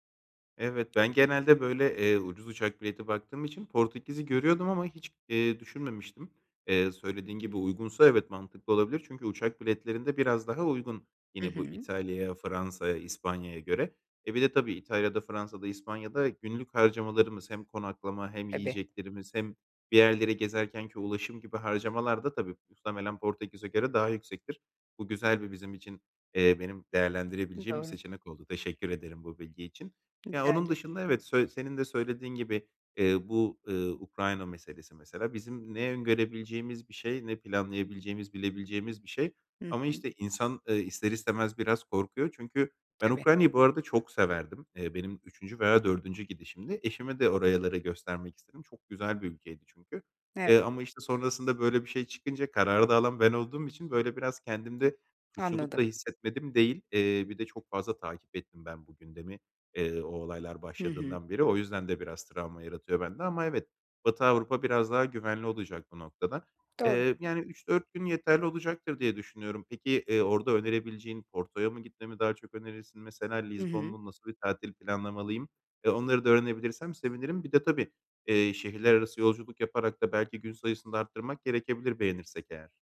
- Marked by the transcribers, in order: tapping; other noise; other background noise; "oralara" said as "orayalara"
- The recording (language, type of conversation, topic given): Turkish, advice, Seyahatimi planlarken nereden başlamalı ve nelere dikkat etmeliyim?